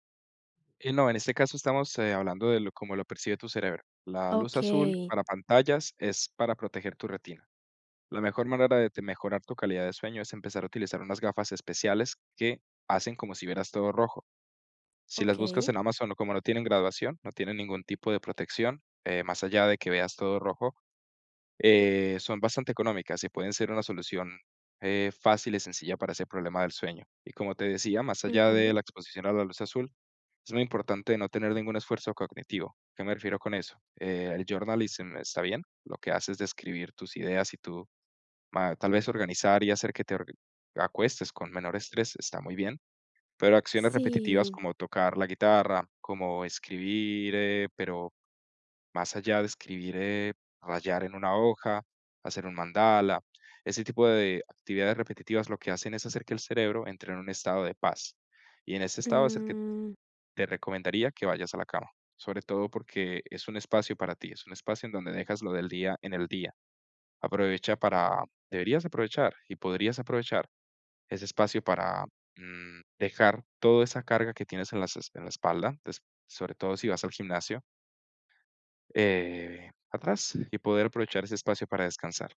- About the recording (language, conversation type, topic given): Spanish, advice, ¿Cómo puedo manejar la sensación de estar estancado y no ver resultados a pesar del esfuerzo?
- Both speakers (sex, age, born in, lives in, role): female, 20-24, Colombia, Italy, user; male, 20-24, Colombia, Portugal, advisor
- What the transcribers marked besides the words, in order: in English: "journalism"; other noise